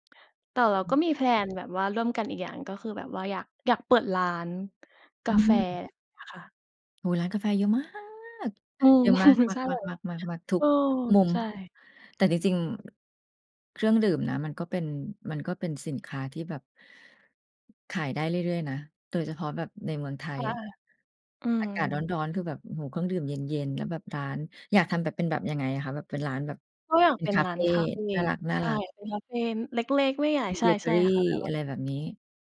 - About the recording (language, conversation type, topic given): Thai, unstructured, คุณอยากเห็นตัวเองในอีก 5 ปีข้างหน้าเป็นอย่างไร?
- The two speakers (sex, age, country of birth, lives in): female, 25-29, Thailand, Thailand; female, 45-49, Thailand, Thailand
- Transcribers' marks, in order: in English: "แพลน"; stressed: "มาก"; laughing while speaking: "อืม ใช่"; other background noise